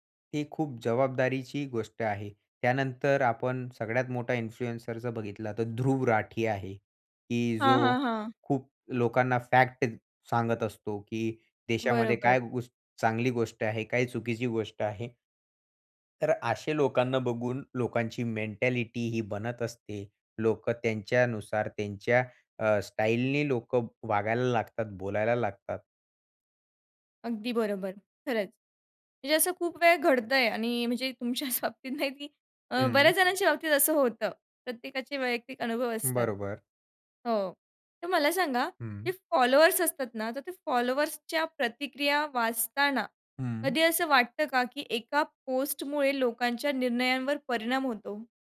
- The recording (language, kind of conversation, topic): Marathi, podcast, इन्फ्लुएन्सर्सकडे त्यांच्या कंटेंटबाबत कितपत जबाबदारी असावी असं तुम्हाला वाटतं?
- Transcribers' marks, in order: in English: "इन्फ्लुएन्सर"; in English: "मेंटॅलिटी"; laughing while speaking: "तुमच्याच बाबतीत नाही, की"; tapping